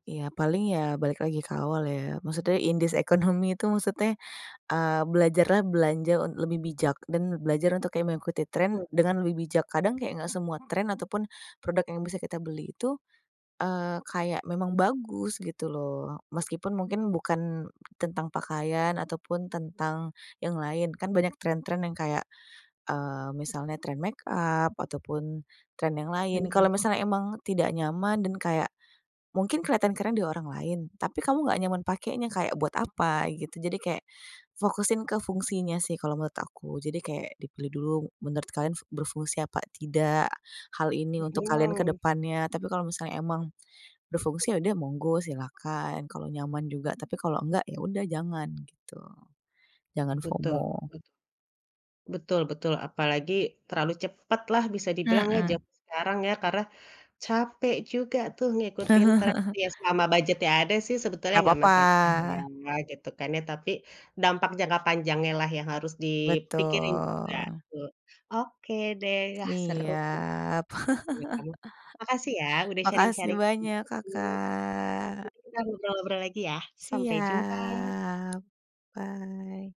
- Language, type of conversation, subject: Indonesian, podcast, Bagaimana kamu menjaga keaslian diri saat banyak tren berseliweran?
- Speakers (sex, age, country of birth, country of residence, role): female, 30-34, Indonesia, Indonesia, guest; female, 35-39, Indonesia, Indonesia, host
- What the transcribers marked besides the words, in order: other background noise; tapping; in English: "FOMO"; chuckle; chuckle; unintelligible speech; in English: "sharing-sharing"; unintelligible speech; drawn out: "Kakak"; drawn out: "Siap"; in English: "Bye"